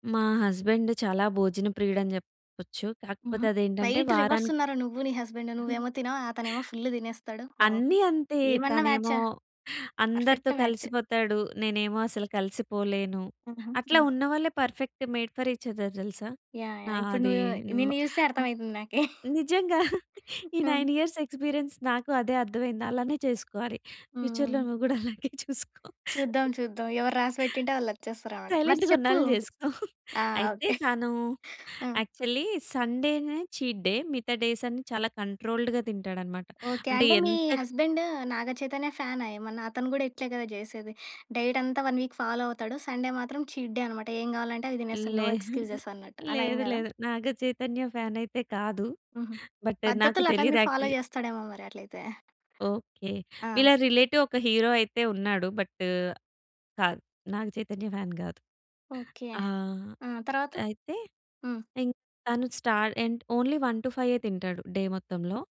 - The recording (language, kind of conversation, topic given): Telugu, podcast, మీ ఇంట్లో రోజూ భోజనం చేసే అలవాటు ఎలా ఉంటుంది?
- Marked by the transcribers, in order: in English: "హస్బెండ్"; in English: "క్వైట్ రివర్స్"; in English: "హస్బెండ్"; chuckle; in English: "ఫుల్"; in English: "పర్ఫెక్ట్ మ్యాచ్"; unintelligible speech; in English: "పర్ఫెక్ట్ మేడ్ ఫర్ ఈచ్ అదర్"; other background noise; chuckle; in English: "నైన్ ఇయర్స్ ఎక్స్‌పీరియన్స్"; chuckle; in English: "ఫ్యూచర్‌లో"; laughing while speaking: "నువ్వు గూడా అలాగే చూసుకో"; in English: "సైలెంట్‌గా"; chuckle; in English: "యాక్చువల్లీ"; chuckle; in English: "చీట్ డే"; in English: "కంట్రోల్డ్‌గా"; in English: "హస్బెండ్"; in English: "డైట్"; in English: "వన్ వీక్ ఫాలో"; in English: "సండే"; in English: "చీట్ డే"; in English: "నో ఎక్స్‌క్యూజెస్"; in English: "బట్"; in English: "యాక్చువల్లీ"; in English: "ఫాలో"; in English: "రిలేటివ్"; in English: "బట్"; in English: "ఫ్యాన్"; in English: "స్టార్ట్ ఎండ్ ఓన్లీ వన్ టు ఫైవే"